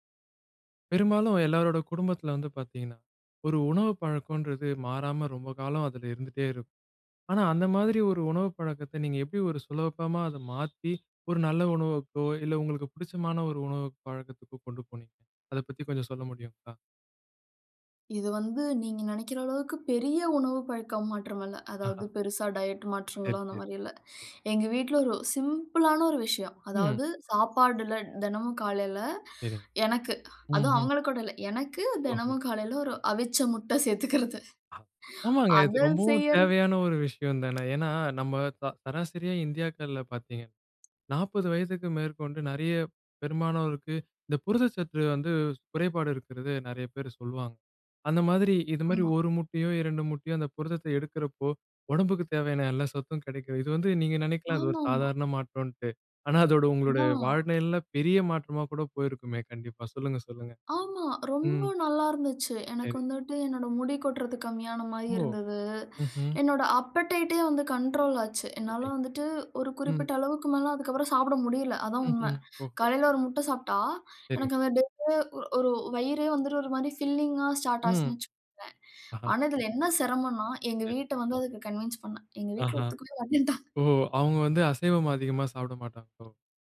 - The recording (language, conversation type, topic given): Tamil, podcast, உங்கள் உணவுப் பழக்கத்தில் ஒரு எளிய மாற்றம் செய்து பார்த்த அனுபவத்தைச் சொல்ல முடியுமா?
- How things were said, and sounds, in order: horn; other background noise; in English: "டயட்"; other noise; chuckle; in English: "அப்படைட்டே"; in English: "கன்வின்ஸ்"; snort